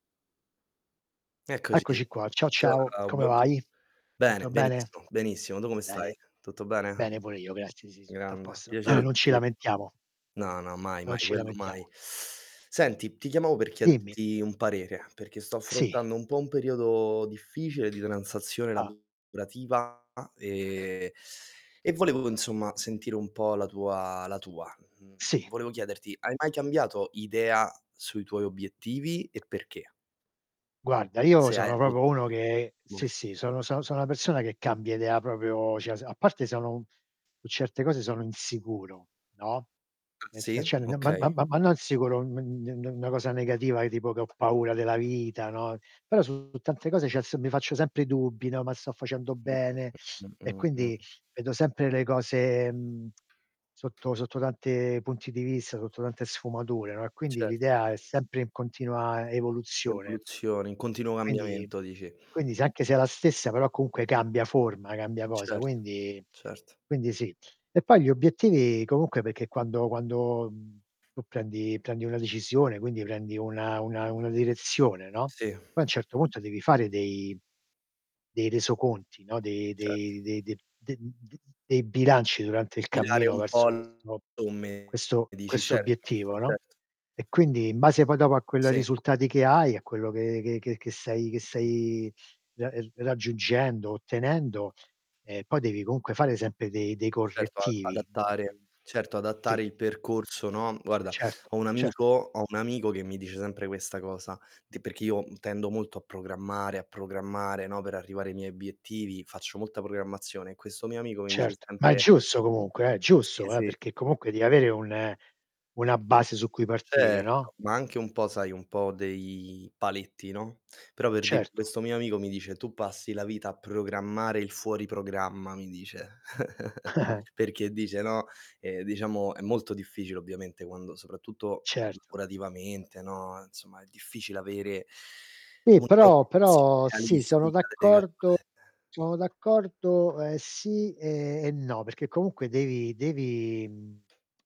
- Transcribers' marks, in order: static; distorted speech; tapping; "tutto" said as "sutto"; throat clearing; other noise; other background noise; "insomma" said as "inzomma"; "cambiato" said as "chiambiato"; "proprio" said as "popo"; unintelligible speech; "proprio" said as "propio"; "cioè" said as "ceh"; "cioè" said as "ceh"; tsk; "cambiamento" said as "ambiamento"; "perché" said as "pechè"; "Tirare" said as "Tilale"; unintelligible speech; "giusto" said as "giusso"; "giusto" said as "giusso"; chuckle; "insomma" said as "enzomma"
- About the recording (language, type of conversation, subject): Italian, unstructured, Hai mai cambiato idea sui tuoi obiettivi? Perché?